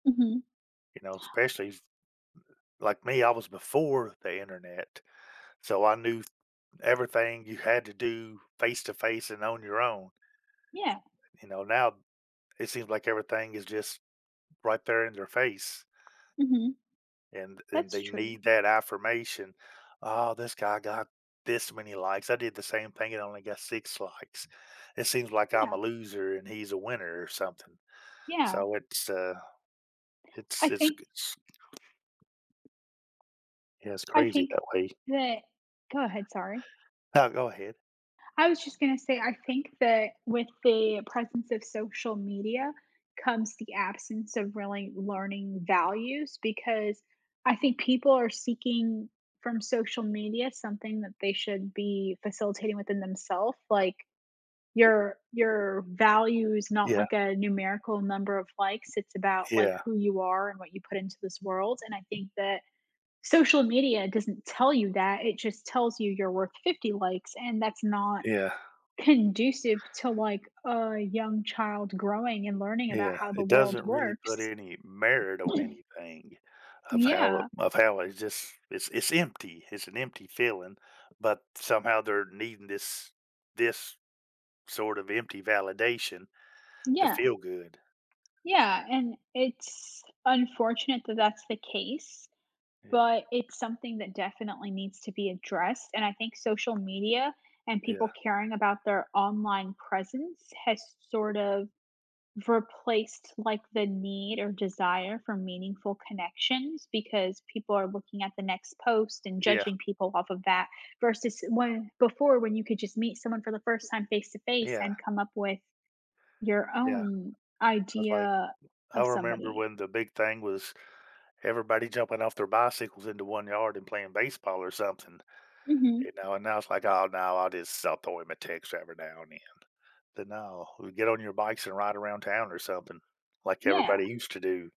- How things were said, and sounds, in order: other noise; tapping; other background noise; throat clearing
- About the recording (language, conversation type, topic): English, unstructured, How do our social connections shape our happiness and sense of belonging?
- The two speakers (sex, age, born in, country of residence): female, 25-29, United States, United States; male, 50-54, United States, United States